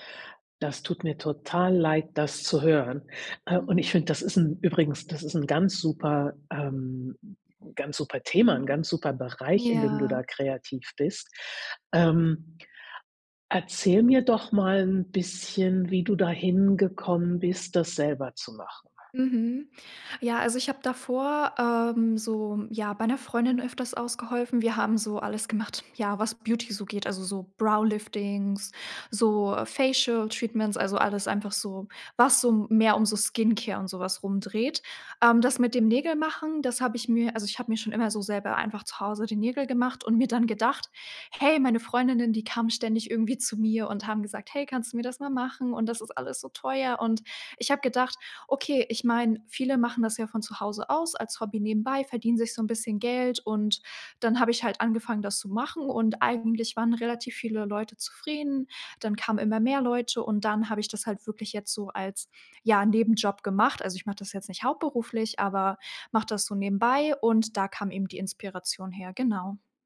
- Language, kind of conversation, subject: German, advice, Wie blockiert der Vergleich mit anderen deine kreative Arbeit?
- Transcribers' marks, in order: drawn out: "Ja"; other background noise; in English: "Brow-Liftings"; in English: "Facial-Treatments"; in English: "Skincare"; stressed: "Hey"